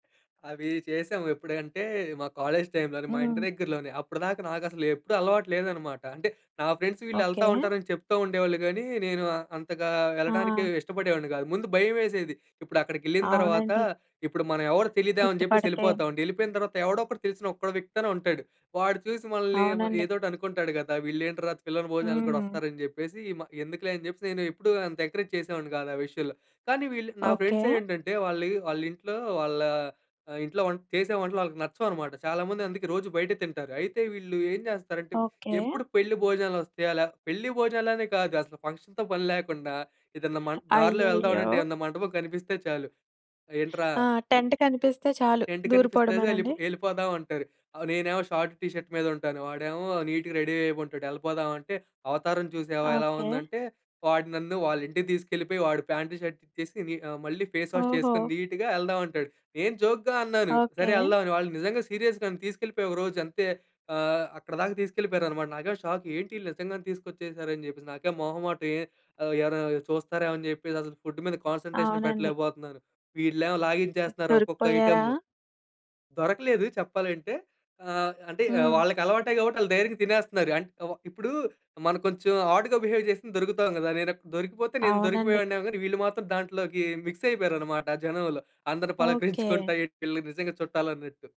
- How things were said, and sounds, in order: in English: "కాలేజ్ టైమ్‌లోనే"; in English: "ఫ్రెండ్స్"; tapping; other background noise; in English: "ఎంకరేజ్"; in English: "ఫ్రెండ్స్"; in English: "ఫంక్షన్‌తో"; other noise; in English: "టెంట్"; in English: "షార్ట్, టీ షర్ట్"; in English: "నీట్‌గా రెడీ"; in English: "షర్ట్"; in English: "ఫేస్ వాష్"; in English: "నీట్‌గా"; in English: "జోక్‌గా"; in English: "సీరియస్‌గా"; in English: "షాక్"; in English: "ఫుడ్"; in English: "కాన్సంట్రేషన్"; in English: "ఆడ్‌గా బిహేవ్"; in English: "మిక్స్"
- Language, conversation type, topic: Telugu, podcast, సమూహంగా కలిసి వంట చేసిన రోజుల గురించి మీకు ఏవైనా గుర్తుండిపోయే జ్ఞాపకాలు ఉన్నాయా?